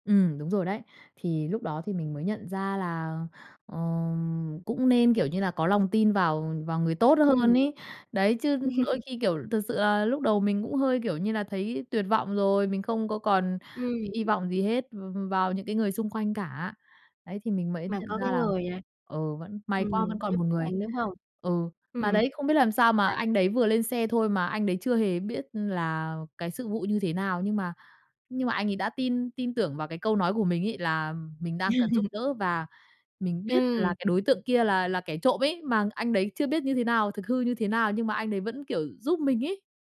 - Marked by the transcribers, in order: tapping; laugh; laugh
- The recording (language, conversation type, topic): Vietnamese, podcast, Bạn có thể kể về một lần ai đó giúp bạn và bài học bạn rút ra từ đó là gì?
- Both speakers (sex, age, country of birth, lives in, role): female, 20-24, Vietnam, Vietnam, host; female, 30-34, Vietnam, Vietnam, guest